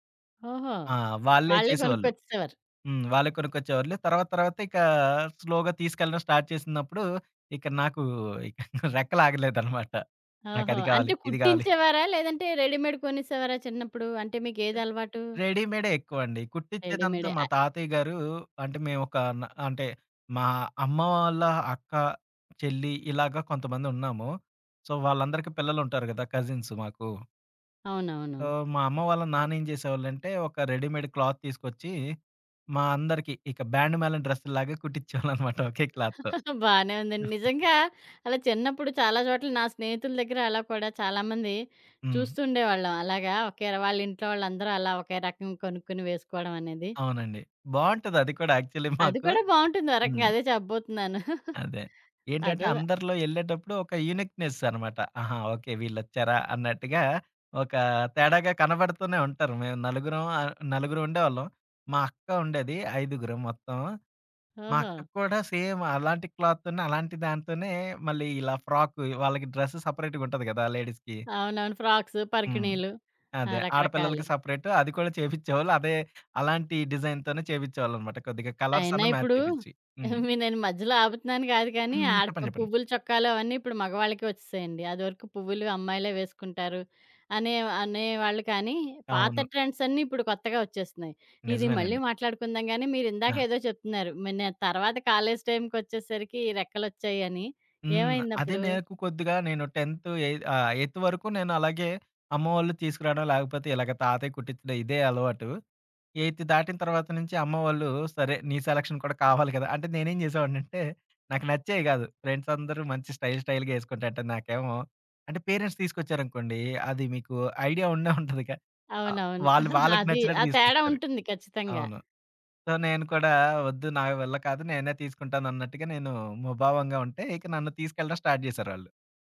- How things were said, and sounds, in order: in English: "స్లోగా"; in English: "స్టార్ట్"; laughing while speaking: "రెక్కలాగలేదనమాట"; in English: "రెడీమేడ్"; tapping; in English: "సో"; in English: "కజిన్స్"; in English: "సో"; in English: "రెడీమేడ్ క్లాత్"; laughing while speaking: "కుట్టించేవాళ్ళనమాట ఒకే క్లాత్‌తో"; chuckle; in English: "క్లాత్‌తో"; in English: "యాక్చువలీ"; giggle; chuckle; in English: "యూనీక్‌నెస్"; in English: "సేమ్"; in English: "క్లాత్‌తోనే"; in English: "డ్రెస్ సెపరేట్‌గ"; in English: "లేడీస్‌కి"; in English: "ఫ్రాక్స్"; in English: "డిజైన్‌తోనే"; in English: "మ్యాచ్"; giggle; in English: "టెంత్"; in English: "ఎయిత్"; in English: "ఎయిత్"; in English: "సెలక్షన్"; in English: "స్టైల్, స్టైల్‌గా"; in English: "పేరెంట్స్"; giggle; in English: "సో"; in English: "స్టార్ట్"
- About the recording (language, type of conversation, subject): Telugu, podcast, జీవితంలో వచ్చిన పెద్ద మార్పు నీ జీవనశైలి మీద ఎలా ప్రభావం చూపింది?